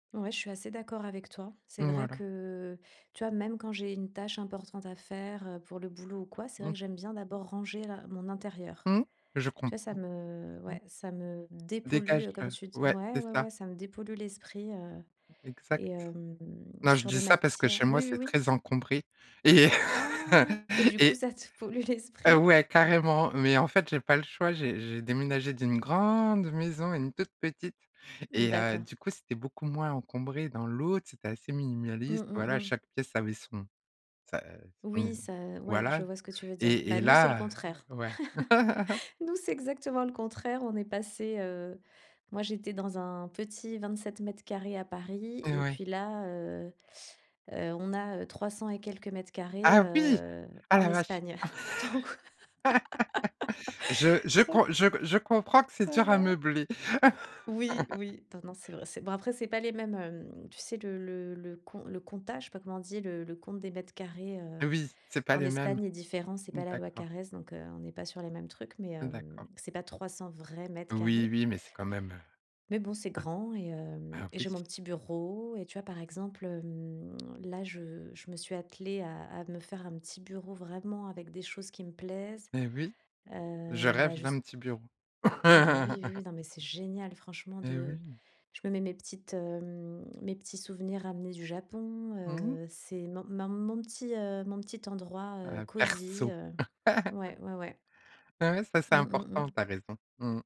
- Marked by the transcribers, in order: laugh; other background noise; surprised: "Ah"; laughing while speaking: "te pollue l'esprit ?"; stressed: "grande"; laugh; surprised: "Ah oui !"; laugh; laugh; laugh; tapping; stressed: "vrais"; stressed: "bureau"; laugh; laugh
- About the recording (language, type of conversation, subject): French, podcast, Qu’est‑ce qui rend un intérieur confortable pour toi ?